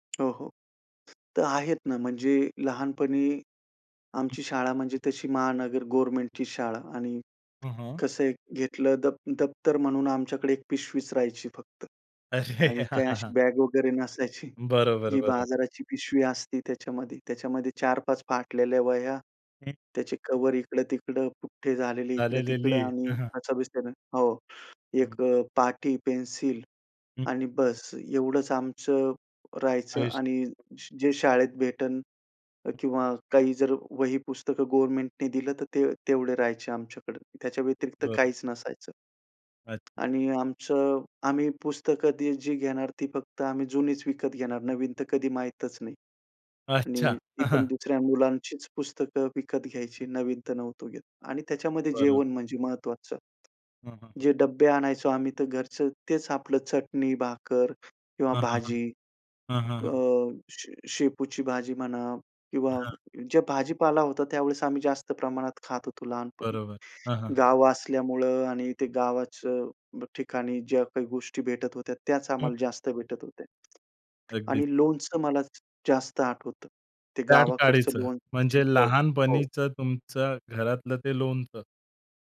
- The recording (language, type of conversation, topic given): Marathi, podcast, लहानपणीचं तुमचं आवडतं घरचं जेवण तुम्हाला कसं आठवतं?
- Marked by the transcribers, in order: tapping; laughing while speaking: "अरे! हां हां हां"; "झालेली" said as "झालेलेली"; unintelligible speech; "भेटेल" said as "भेटन"; unintelligible speech; other background noise; laughing while speaking: "हां, हां"; unintelligible speech